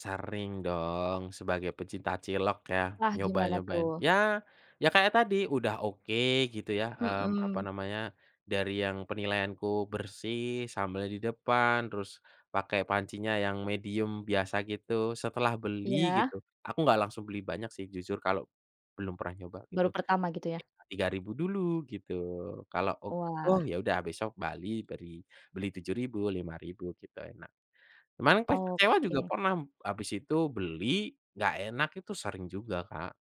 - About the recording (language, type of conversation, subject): Indonesian, podcast, Apa makanan jalanan favoritmu dan kenapa?
- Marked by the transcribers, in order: none